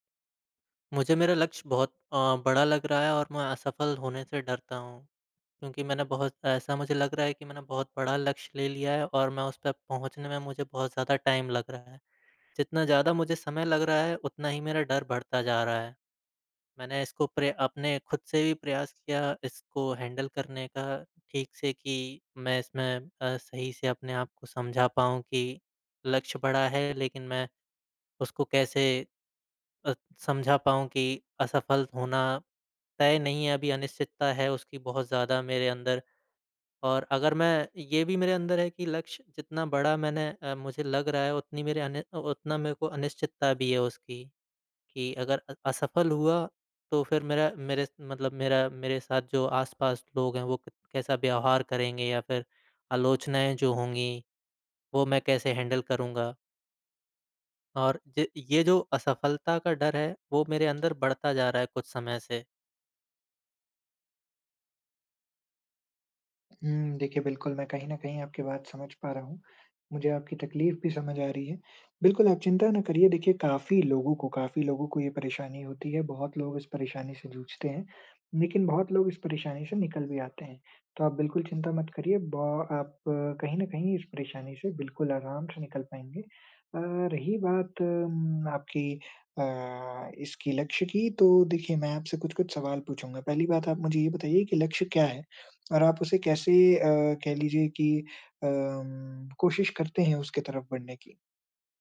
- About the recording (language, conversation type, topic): Hindi, advice, जब आपका लक्ष्य बहुत बड़ा लग रहा हो और असफल होने का डर हो, तो आप क्या करें?
- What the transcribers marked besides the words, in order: in English: "टाइम"; in English: "हैंडल"; in English: "हैंडल"